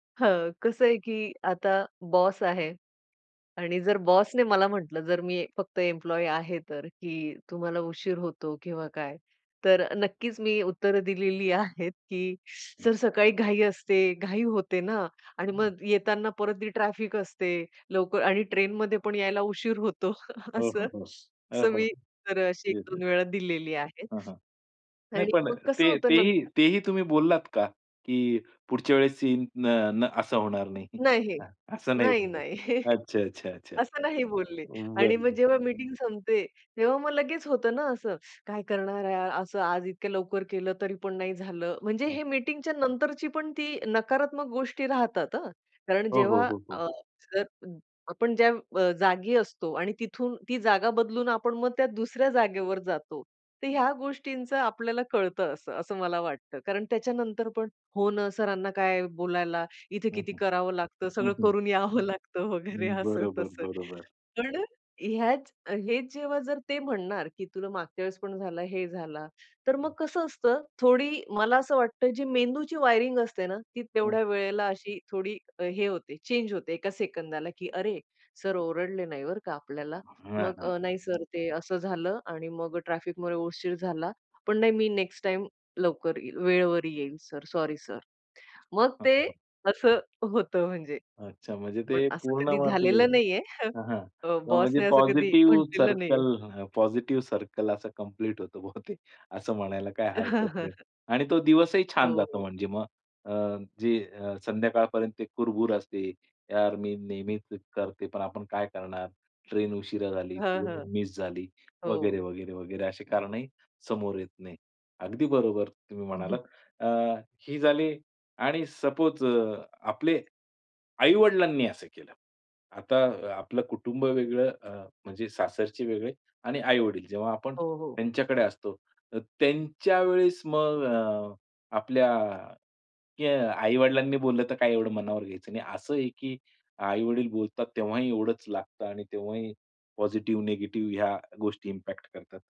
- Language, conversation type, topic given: Marathi, podcast, दोष न लावत संवाद कसा कराल?
- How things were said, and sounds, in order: tapping; other noise; chuckle; chuckle; laughing while speaking: "सगळं करून यावं लागतं वगैरे, असं तसं"; chuckle; chuckle; in English: "सपोज"; in English: "इम्पॅक्ट"